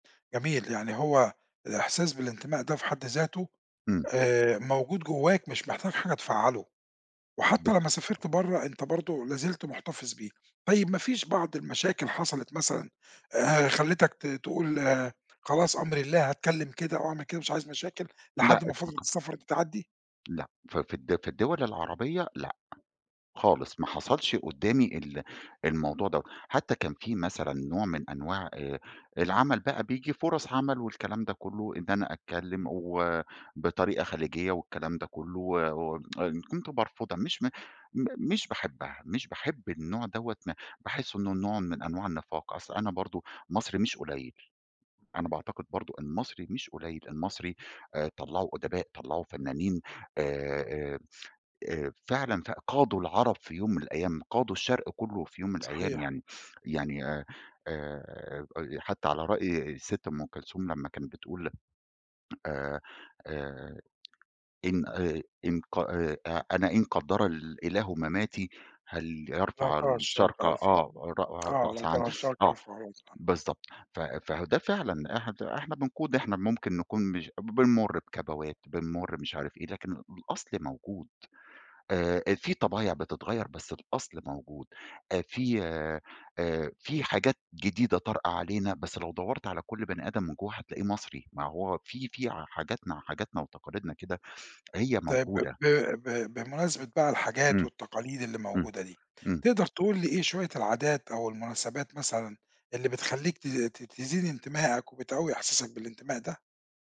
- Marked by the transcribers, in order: tapping; unintelligible speech; tsk; unintelligible speech
- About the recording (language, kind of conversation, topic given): Arabic, podcast, هل حاسس إنك بتنتمي لمجتمعك، وليه؟